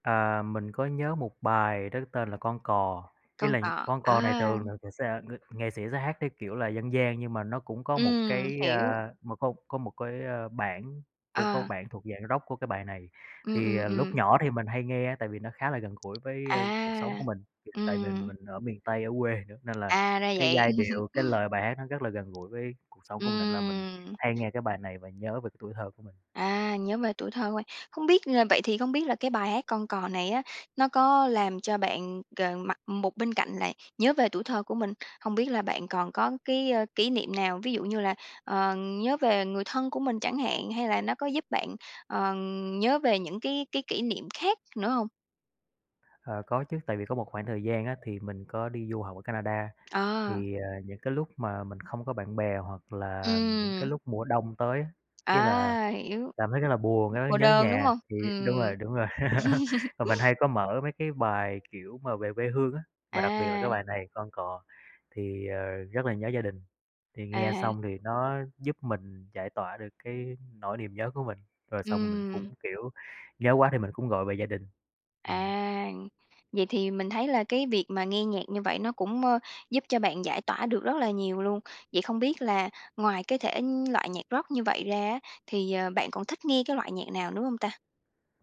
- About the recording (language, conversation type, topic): Vietnamese, podcast, Thể loại nhạc nào có thể khiến bạn vui hoặc buồn ngay lập tức?
- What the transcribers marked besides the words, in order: tapping; chuckle; chuckle; laugh